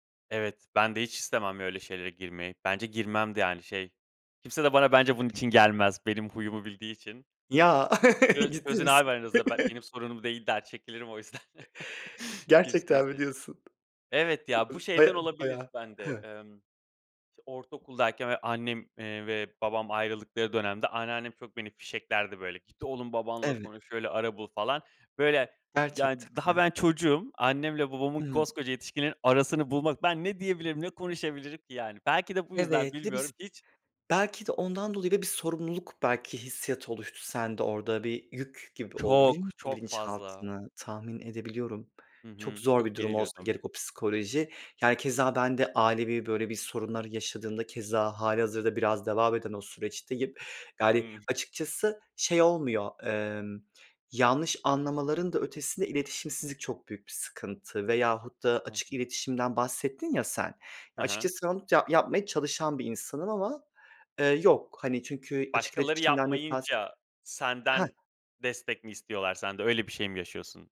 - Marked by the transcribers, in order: unintelligible speech; chuckle; laughing while speaking: "ciddi misin?"; chuckle; unintelligible speech; tapping; other background noise; unintelligible speech
- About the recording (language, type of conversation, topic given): Turkish, unstructured, Başkalarının seni yanlış anlamasından korkuyor musun?